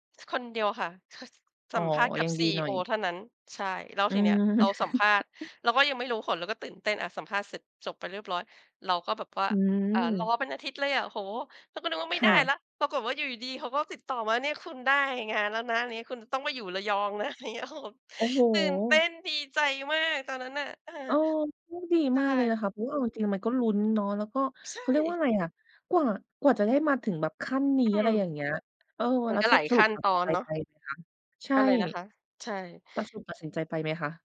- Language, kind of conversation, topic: Thai, podcast, ช่วงเวลาไหนที่คุณรู้สึกใกล้ชิดกับธรรมชาติมากที่สุด และเล่าให้ฟังได้ไหม?
- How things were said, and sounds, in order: unintelligible speech; chuckle; laughing while speaking: "นะ อะไรอย่างเงี้ย โอ้โฮ"